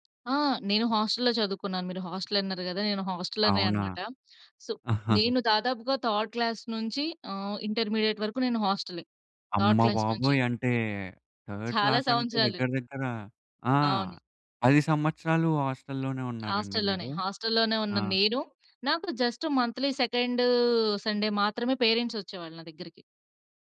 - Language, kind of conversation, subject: Telugu, podcast, కుటుంబాన్ని సంతోషపెట్టడం నిజంగా విజయం అని మీరు భావిస్తారా?
- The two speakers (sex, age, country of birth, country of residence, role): female, 25-29, India, India, guest; male, 20-24, India, India, host
- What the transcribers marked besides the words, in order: tapping; in English: "హాస్టల్‌లో"; in English: "సో"; chuckle; in English: "థర్డ్ క్లాస్"; in English: "ఇంటర్మీడియేట్"; in English: "థర్డ్ క్లాస్"; in English: "మంత్లీ"; drawn out: "సెకండూ"; in English: "సండే"